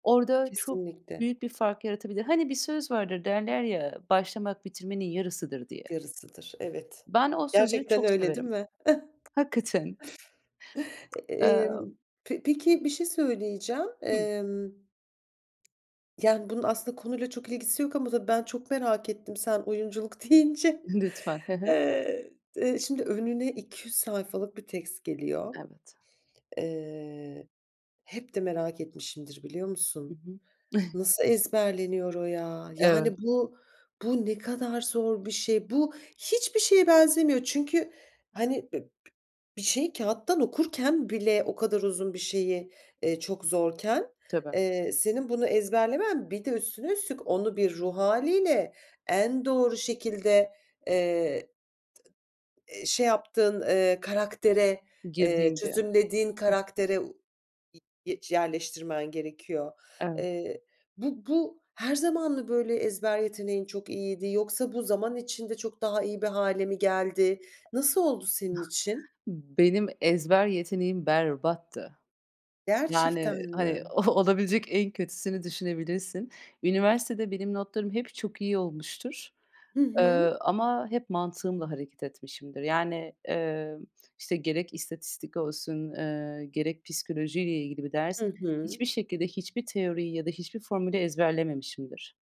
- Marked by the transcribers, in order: chuckle; tapping; lip smack; laughing while speaking: "deyince"; in English: "text"; giggle; other background noise; other noise; laughing while speaking: "olabilecek"
- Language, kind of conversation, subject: Turkish, podcast, İlhamı beklemek mi yoksa çalışmak mı daha etkilidir?